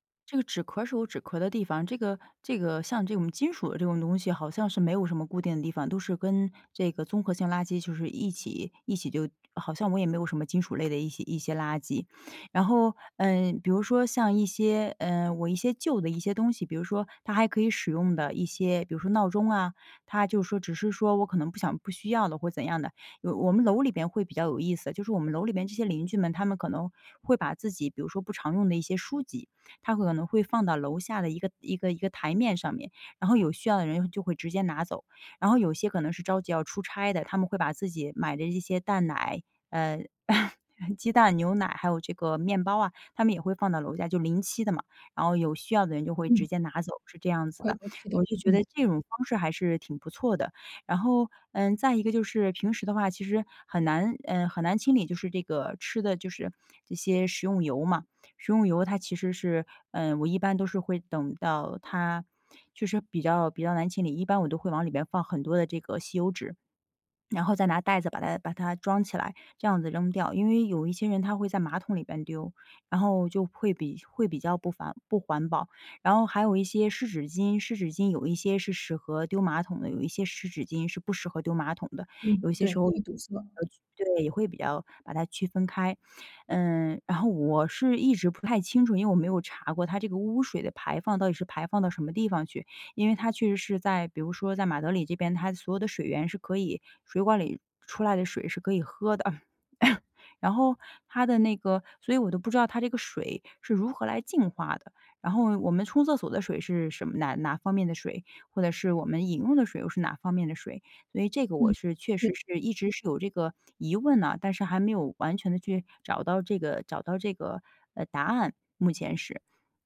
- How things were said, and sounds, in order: other background noise; chuckle; unintelligible speech; laughing while speaking: "的"; cough
- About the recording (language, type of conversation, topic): Chinese, podcast, 怎样才能把环保习惯长期坚持下去？